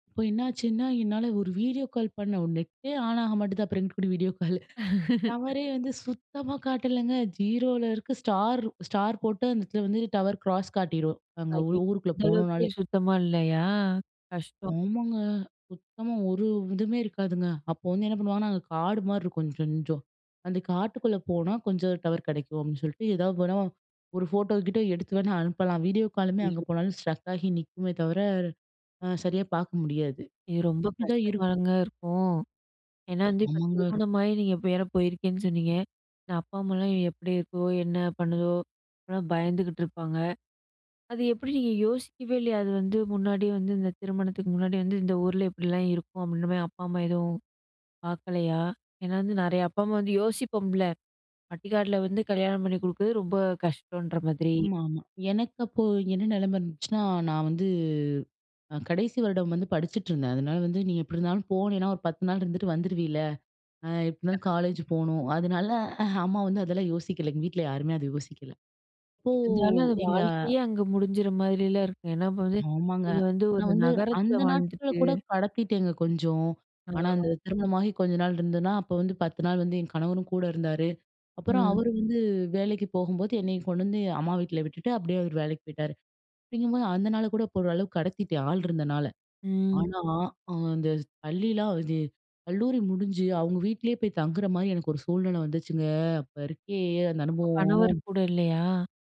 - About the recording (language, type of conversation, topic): Tamil, podcast, மொபைல் சிக்னல் இல்லாத நேரத்தில் நீங்கள் எப்படி சமாளித்தீர்கள்?
- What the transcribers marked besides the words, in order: in English: "வீடியோ கால்"; laugh; laughing while speaking: "வீடியோ கால்!"; in English: "டவர் கிராஸ்"; "கொஞ்சோம்" said as "சொஞ்சோம்"; in English: "ஸ்ட்ரக்"; other background noise; unintelligible speech